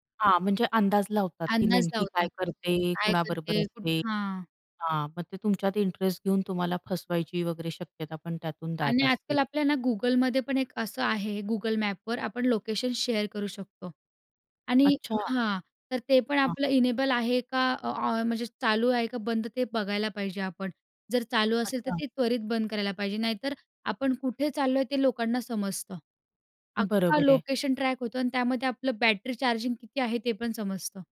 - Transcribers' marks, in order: other background noise; in English: "इनेबल"; tapping; in English: "ट्रॅक"
- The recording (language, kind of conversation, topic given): Marathi, podcast, सोशल मीडियावर तुम्ही तुमची गोपनीयता कितपत जपता?